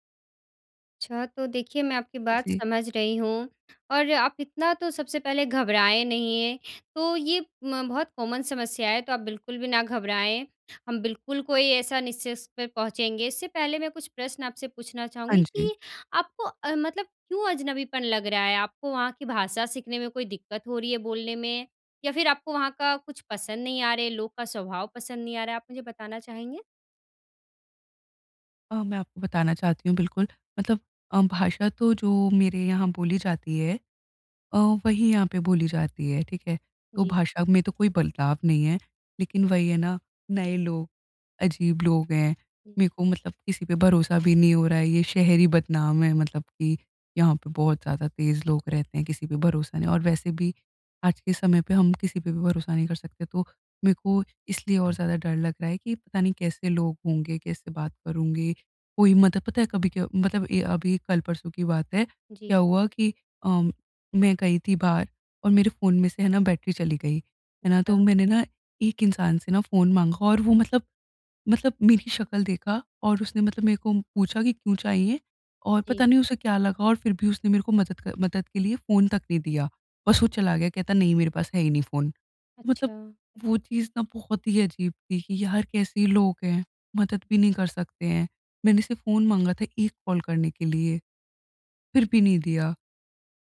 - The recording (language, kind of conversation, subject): Hindi, advice, अजनबीपन से जुड़ाव की यात्रा
- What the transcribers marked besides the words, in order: in English: "कॉमन"; "निष्कर्ष" said as "निष्यष"; "करेंगे" said as "करूँगे"; in English: "कॉल"